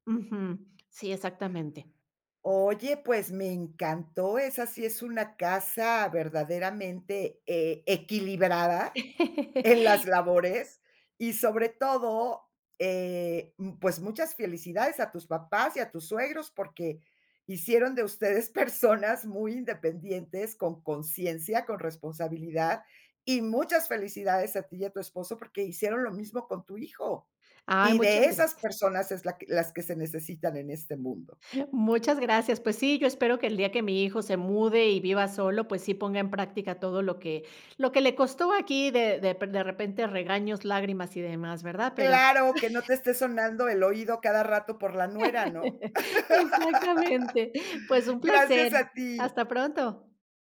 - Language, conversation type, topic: Spanish, podcast, ¿Cómo se reparten las tareas del hogar entre los miembros de la familia?
- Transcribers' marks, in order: laugh; giggle; laugh; "Exactamente" said as "esactamente"; laugh